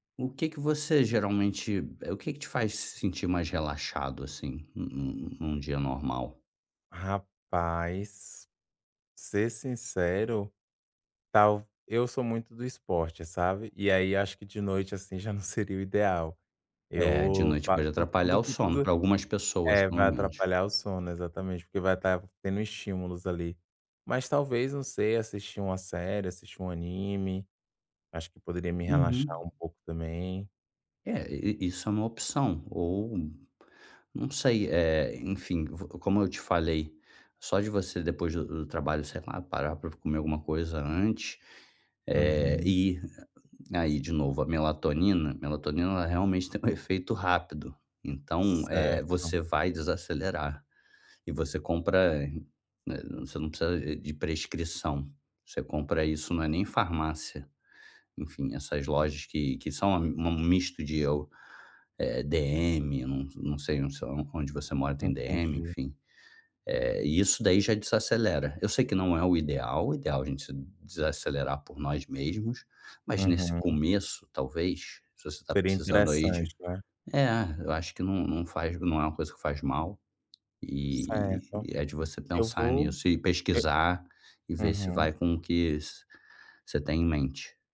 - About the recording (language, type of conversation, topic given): Portuguese, advice, Como posso manter um horário de sono mais regular?
- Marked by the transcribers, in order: tapping